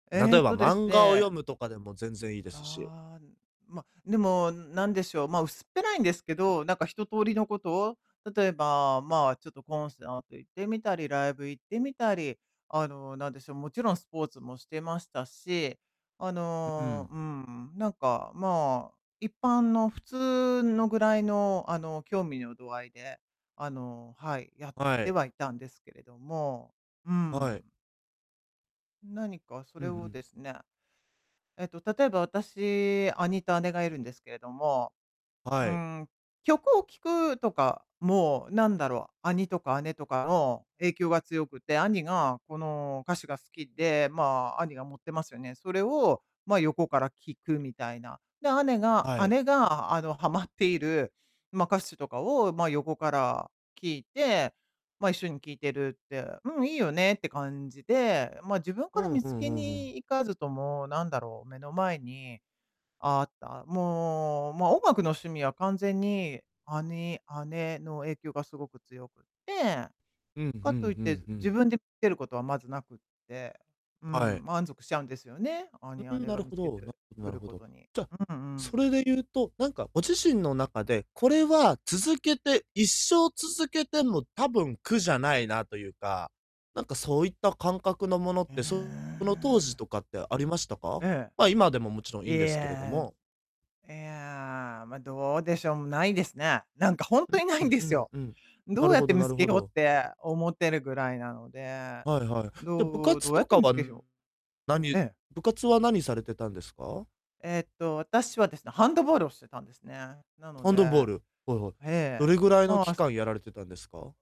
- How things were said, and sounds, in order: distorted speech; laughing while speaking: "なんかほんとにないんですよ"
- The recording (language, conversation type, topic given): Japanese, advice, どうすれば自分の情熱を見つけて育てられますか?